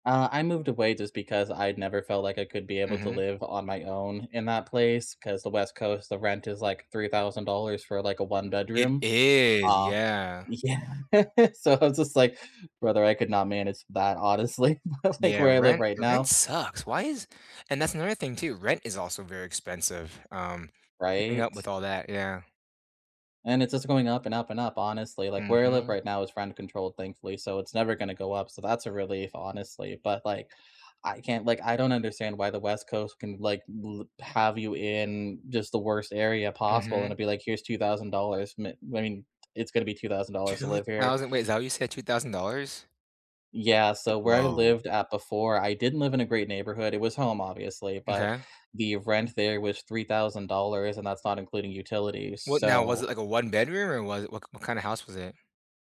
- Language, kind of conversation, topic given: English, unstructured, What big goal do you want to pursue that would make everyday life feel better rather than busier?
- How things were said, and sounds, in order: laughing while speaking: "yeah"; laughing while speaking: "But like"; other background noise